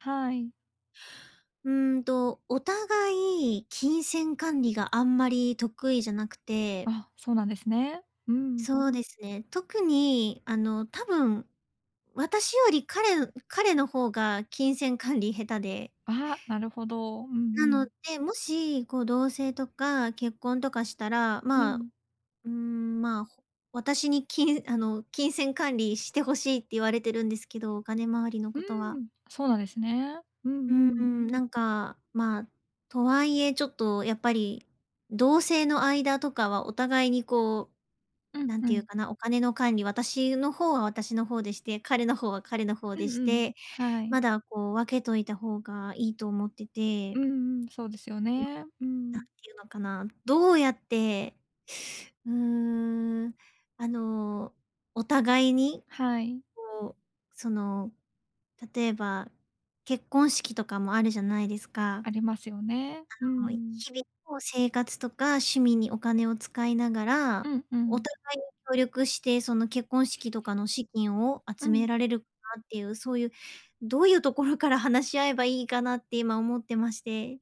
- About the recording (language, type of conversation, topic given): Japanese, advice, パートナーとお金の話をどう始めればよいですか？
- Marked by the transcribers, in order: unintelligible speech; other background noise